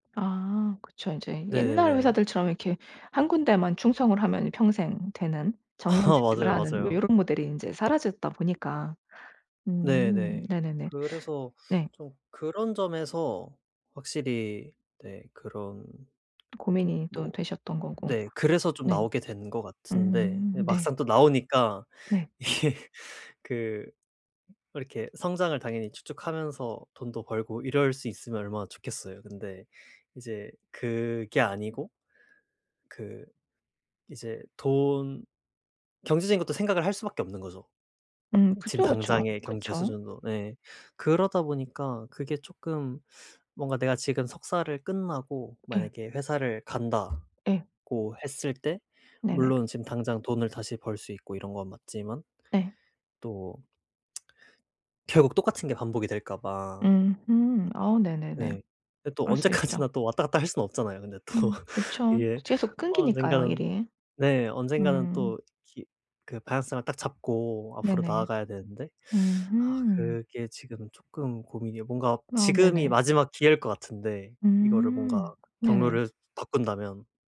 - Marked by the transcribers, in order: other background noise; laughing while speaking: "아"; tapping; tsk; laughing while speaking: "이게"; tsk; laughing while speaking: "언제까지나"; laughing while speaking: "또"
- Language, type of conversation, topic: Korean, advice, 성장 기회가 많은 회사와 안정적인 회사 중 어떤 선택을 해야 할까요?